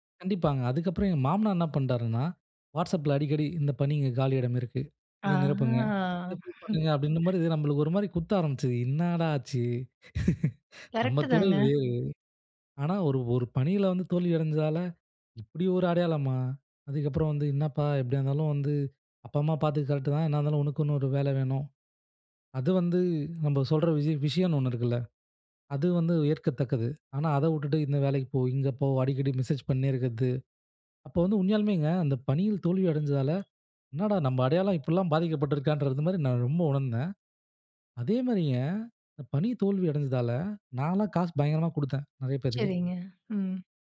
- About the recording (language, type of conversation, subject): Tamil, podcast, பணியில் தோல்வி ஏற்பட்டால் உங்கள் அடையாளம் பாதிக்கப்படுமா?
- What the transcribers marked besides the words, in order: drawn out: "ஆஹ"; laugh; laugh; other background noise; horn